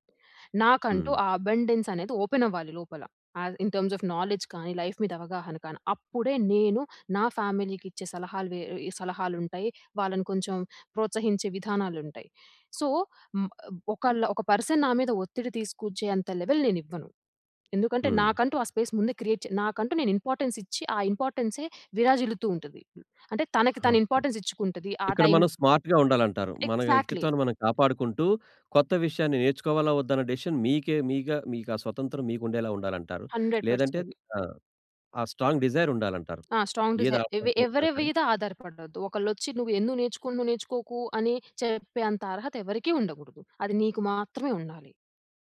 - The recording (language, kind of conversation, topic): Telugu, podcast, జీవితాంతం నేర్చుకోవడం అంటే మీకు ఏమనిపిస్తుంది?
- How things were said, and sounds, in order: in English: "అబండెన్స్"; in English: "ఓపెన్"; in English: "ఇన్ టర్మ్స్ ఆఫ్ నాలెడ్జ్"; in English: "లైఫ్"; in English: "సో"; in English: "పర్సన్"; in English: "లెవెల్"; in English: "స్పేస్"; in English: "క్రియేట్"; in English: "ఇంపార్టెన్స్"; in English: "ఇంపార్టెన్స్"; in English: "స్మార్ట్‌గా"; tapping; in English: "ఎగ్జాక్ట్లీ"; in English: "డిసిషన్"; in English: "హండ్రెడ్ పర్సెంట్"; in English: "స్ట్రాంగ్ డిజైర్"; in English: "స్ట్రాంగ్ డిజైర్"